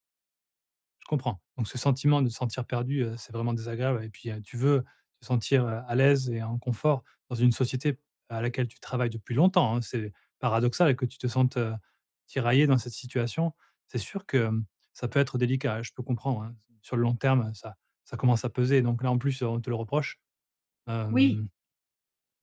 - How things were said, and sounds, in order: stressed: "veux"; stressed: "longtemps"
- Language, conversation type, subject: French, advice, Comment puis-je refuser des demandes au travail sans avoir peur de déplaire ?